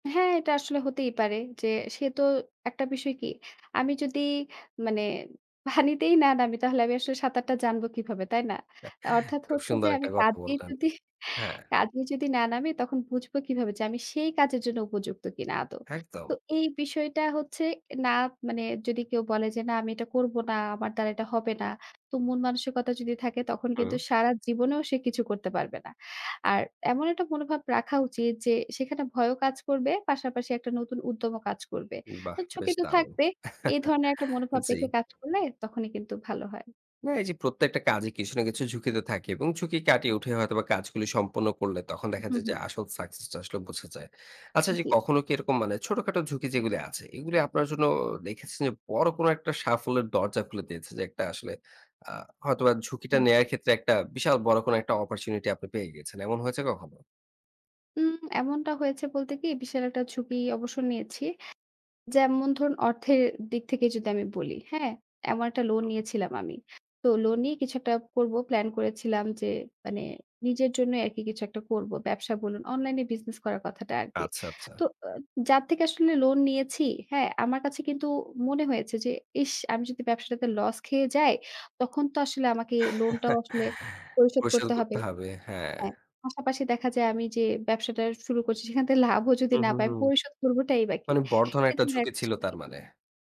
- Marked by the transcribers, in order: laughing while speaking: "পানিতেই না"; laughing while speaking: "কাজেই যদি"; laugh; horn; laugh; laughing while speaking: "লাভও যদি না পাই"
- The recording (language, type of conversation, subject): Bengali, podcast, ঝুঁকি নেওয়ার সময় হারানোর ভয় কীভাবে কাটিয়ে উঠবেন?